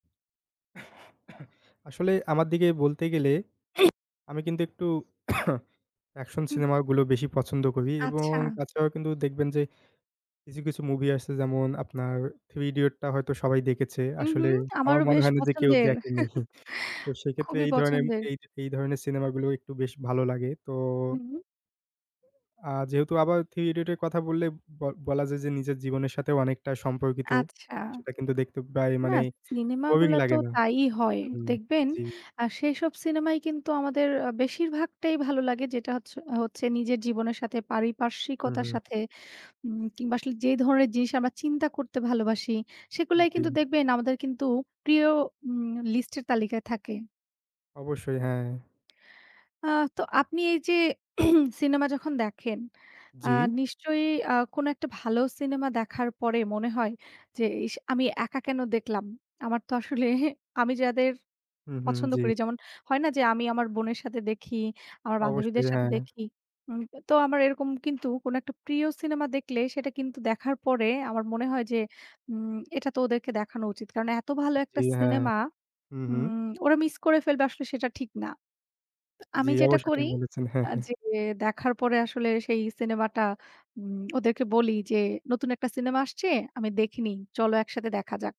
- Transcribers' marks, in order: cough; cough; other background noise; tapping; chuckle; throat clearing; chuckle
- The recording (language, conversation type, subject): Bengali, unstructured, আপনার প্রিয় সিনেমাটি কেন অন্যদেরও দেখা উচিত বলে আপনি মনে করেন?